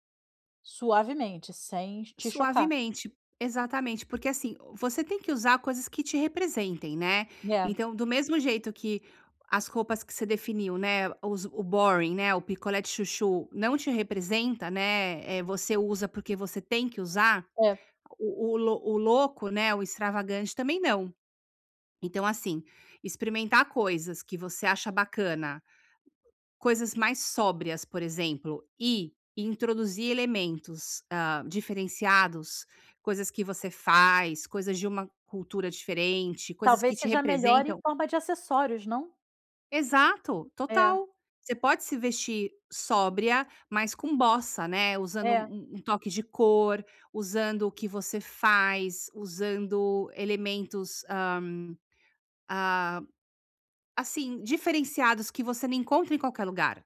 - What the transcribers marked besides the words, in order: in English: "boring"
- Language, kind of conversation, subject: Portuguese, advice, Como posso descobrir um estilo pessoal autêntico que seja realmente meu?